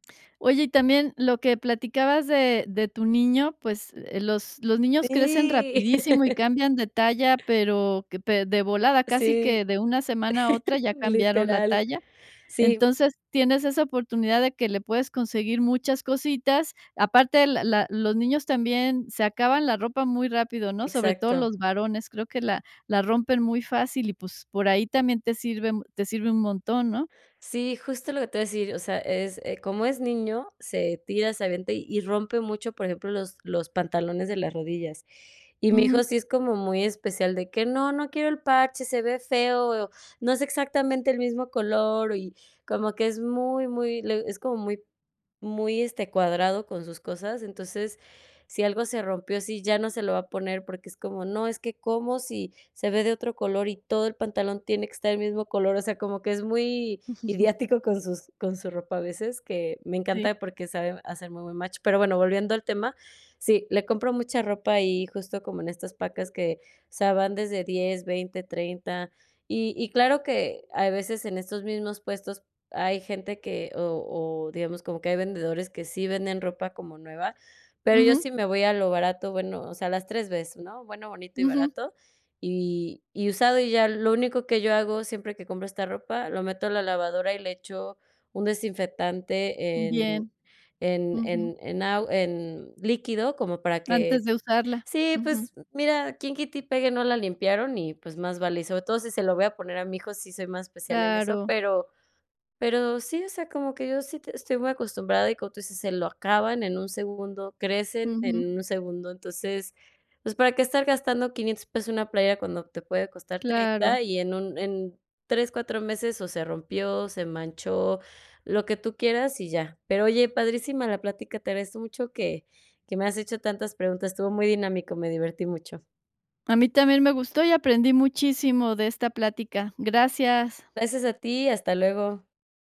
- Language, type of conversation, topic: Spanish, podcast, ¿Qué opinas sobre comprar ropa de segunda mano?
- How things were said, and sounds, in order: laugh; laugh; chuckle; in English: "match"